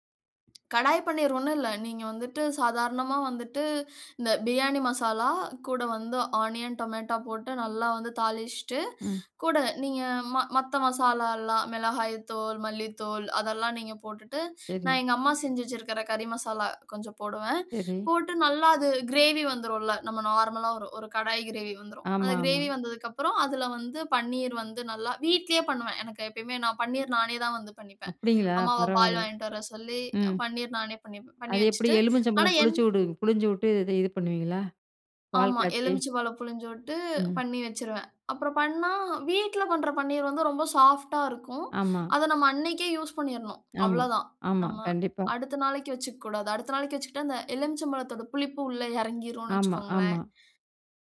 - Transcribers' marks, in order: other noise; in English: "ஆனியன் டொமேட்டோ"; "தூள்" said as "தோள்"; inhale
- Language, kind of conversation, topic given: Tamil, podcast, வழக்கமான சமையல் முறைகள் மூலம் குடும்பம் எவ்வாறு இணைகிறது?